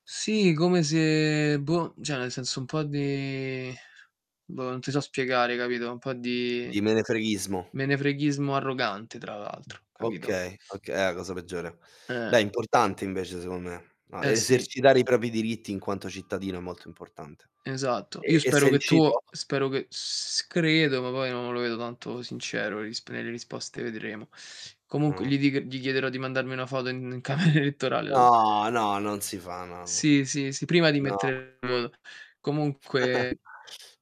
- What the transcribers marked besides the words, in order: "cioè" said as "ceh"; tapping; other background noise; "propri" said as "propi"; siren; distorted speech; static; laughing while speaking: "camera elettorale"; chuckle
- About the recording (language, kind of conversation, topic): Italian, unstructured, È giusto costringere qualcuno ad accettare il tuo punto di vista?